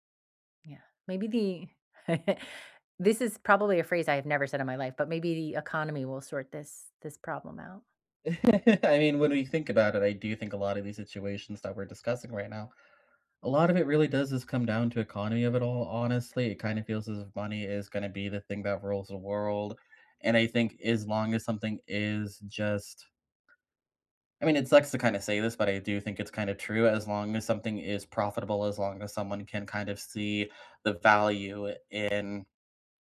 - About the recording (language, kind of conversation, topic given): English, unstructured, Should locals have the final say over what tourists can and cannot do?
- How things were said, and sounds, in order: chuckle; chuckle; other background noise